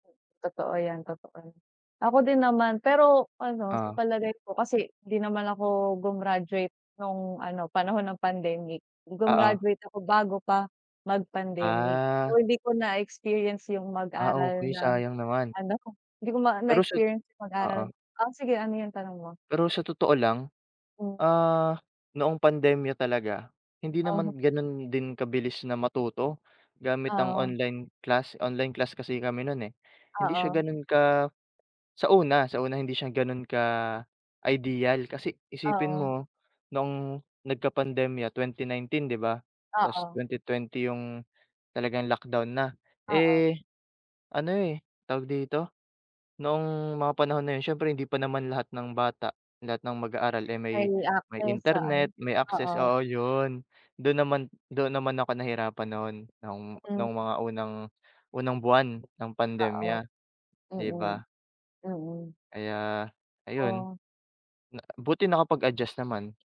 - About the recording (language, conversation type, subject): Filipino, unstructured, Paano binabago ng teknolohiya ang paraan ng pag-aaral?
- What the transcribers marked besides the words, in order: none